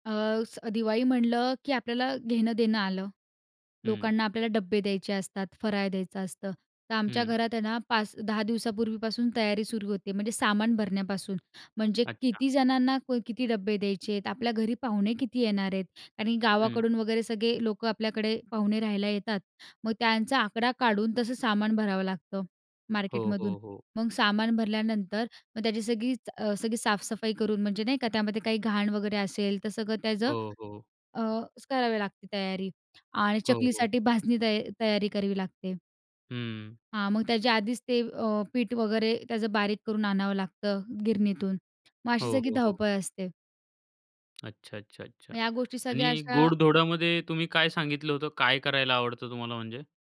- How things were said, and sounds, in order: in English: "मार्केटमधून"; in Hindi: "साफ-सफाई"; other background noise; door
- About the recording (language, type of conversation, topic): Marathi, podcast, सणासाठी मेन्यू कसा ठरवता, काही नियम आहेत का?